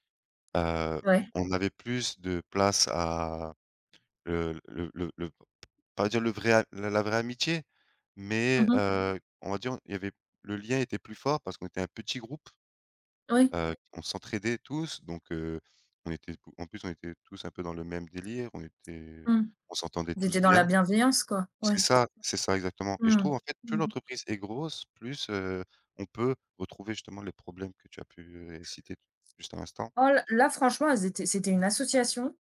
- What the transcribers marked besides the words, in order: tapping; other background noise; alarm
- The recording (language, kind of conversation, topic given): French, unstructured, Comment réagissez-vous face à un conflit au travail ?